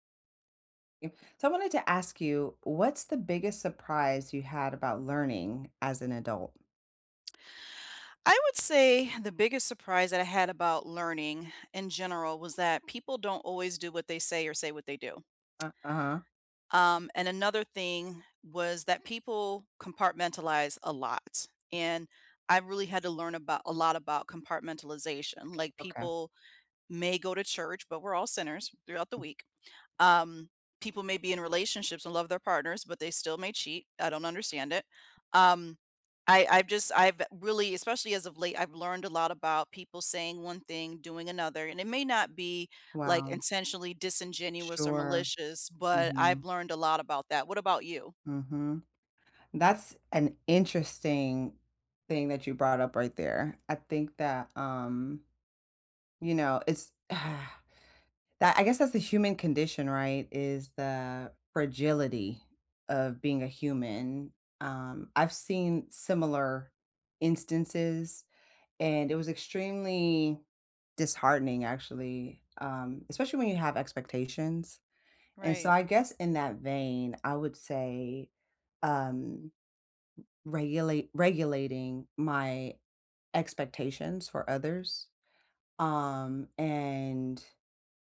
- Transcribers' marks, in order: tapping; sigh
- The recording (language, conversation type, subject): English, unstructured, What’s the biggest surprise you’ve had about learning as an adult?